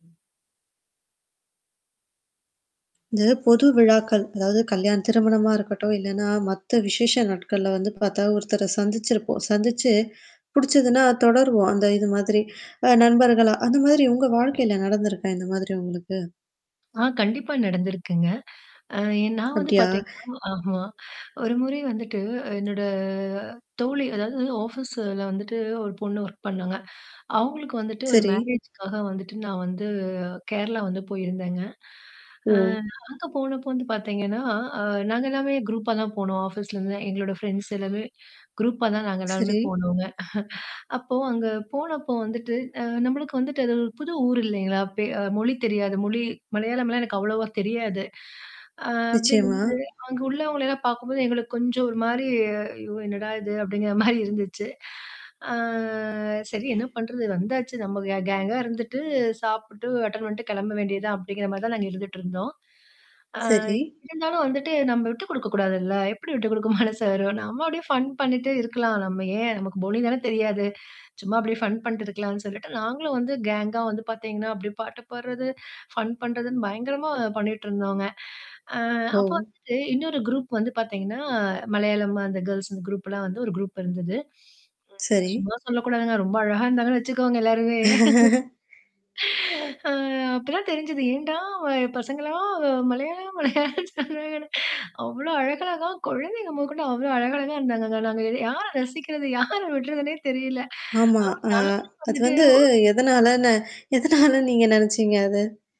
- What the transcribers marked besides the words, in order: static; distorted speech; drawn out: "என்னோட"; in English: "ஆஃபீஸ்ல"; in English: "வொர்க்"; in English: "மேரேஜ்க்காக"; drawn out: "ஆ"; tapping; in English: "குரூப்பா"; in English: "ஆஃபீஸ்ல"; in English: "ஃபிரெண்ட்ஸ்"; in English: "குரூப்பா"; chuckle; drawn out: "ஆ"; laughing while speaking: "மாரி இருந்துச்சு"; drawn out: "ஆ"; in English: "அட்டெண்ட்"; drawn out: "ஆ"; laughing while speaking: "மனசு வரும்?"; in English: "ஃபன்"; in English: "ஃபன்"; in English: "கேங்கா"; other background noise; in English: "ஃபன்"; drawn out: "ஆ"; in English: "குரூப்"; in English: "கேர்ல்ஸ்"; in English: "குரூப்லாம்"; in English: "குரூப்"; laugh; inhale; laugh; laughing while speaking: "மலையாளம், மலையாளம் என்று சொன்னாங்கன்னு"; laughing while speaking: "எதனால"
- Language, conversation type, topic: Tamil, podcast, பொது விழாவில் ஒருவரைச் சந்தித்து பிடித்தால், அவர்களுடன் தொடர்பை எப்படி தொடர்வீர்கள்?